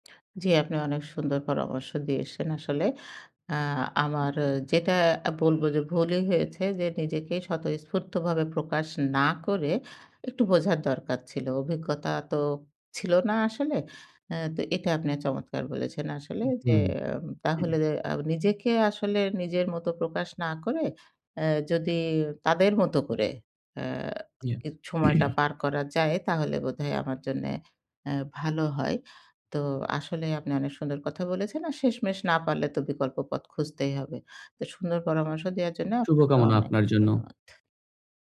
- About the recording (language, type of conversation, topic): Bengali, advice, কর্মক্ষেত্রে নিজেকে আড়াল করে সবার সঙ্গে মানিয়ে চলার চাপ সম্পর্কে আপনি কীভাবে অনুভব করেন?
- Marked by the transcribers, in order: tapping; "দিয়েছেন" said as "দিয়েসেন"; horn; throat clearing; throat clearing